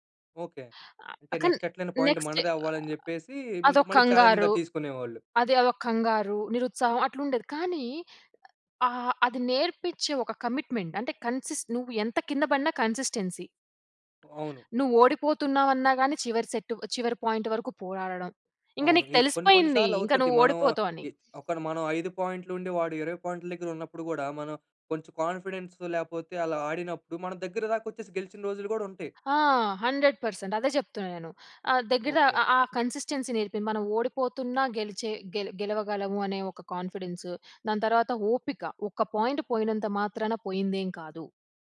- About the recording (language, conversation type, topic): Telugu, podcast, చిన్నప్పుడే మీకు ఇష్టమైన ఆట ఏది, ఎందుకు?
- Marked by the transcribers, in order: in English: "నెక్స్ట్"; other noise; in English: "నెక్స్ట్"; in English: "పాయింట్"; in English: "ఛాలెంజింగ్‌గా"; in English: "కమిట్మెంట్"; in English: "కన్సిస్టెన్సీ"; tapping; in English: "సెట్"; in English: "పాయింట్"; in English: "కాన్ఫిడెన్స్"; in English: "హండ్రెడ్ పర్సెంట్"; in English: "కన్సిస్టెన్సీ"; in English: "పాయింట్"